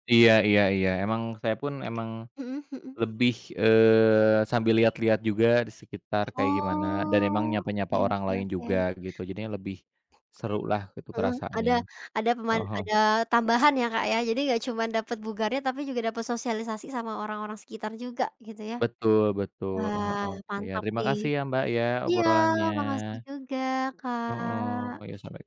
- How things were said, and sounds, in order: tapping; other background noise; drawn out: "Oh"
- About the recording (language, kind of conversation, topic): Indonesian, unstructured, Apakah kamu setuju bahwa olahraga harus menjadi prioritas setiap hari?